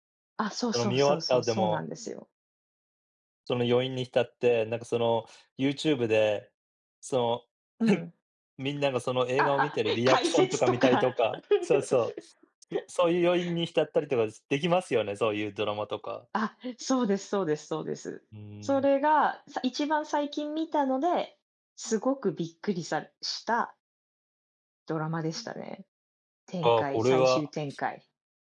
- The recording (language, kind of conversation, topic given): Japanese, unstructured, 今までに観た映画の中で、特に驚いた展開は何ですか？
- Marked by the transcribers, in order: giggle; other background noise